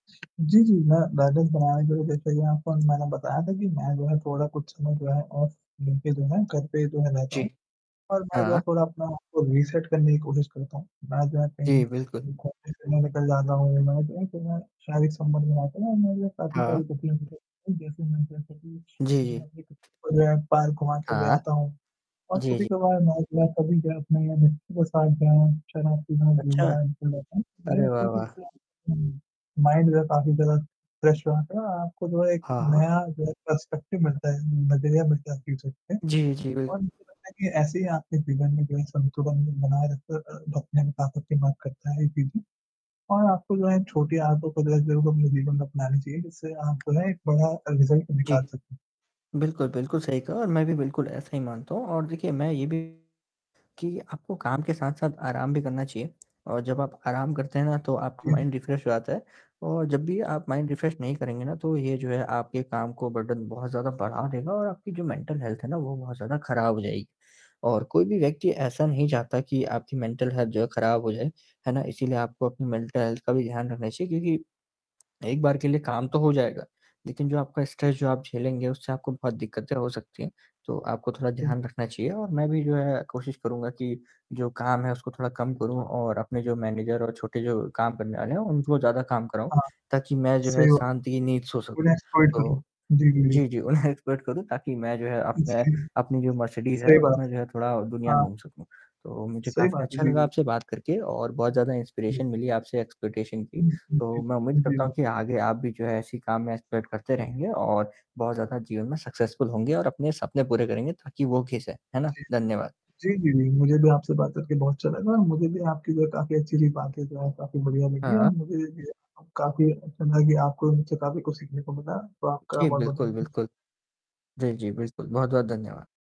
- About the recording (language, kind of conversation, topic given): Hindi, unstructured, आप काम और निजी जीवन के बीच संतुलन कैसे बनाए रखते हैं?
- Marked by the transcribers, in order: static; in English: "बैलेंस"; in English: "ऑफ़"; in English: "रीसेट"; distorted speech; tapping; unintelligible speech; unintelligible speech; in English: "माइंड"; in English: "फ्रेश"; in English: "पर्सपेक्टिव"; unintelligible speech; unintelligible speech; unintelligible speech; in English: "रिज़ल्ट"; in English: "माइंड रिफ़्रेश"; in English: "माइंड रिफ़्रेश"; in English: "बर्डन"; in English: "मेंटल हेल्थ"; in English: "मेंटल हेल्थ"; in English: "मेंटल हेल्थ"; in English: "स्ट्रेस"; unintelligible speech; chuckle; in English: "एक्सपर्ट"; in English: "इंस्पिरेशन"; in English: "एक्सपीडिशन"; in English: "एक्सपेक्ट"; in English: "सक्सेसफुल"; unintelligible speech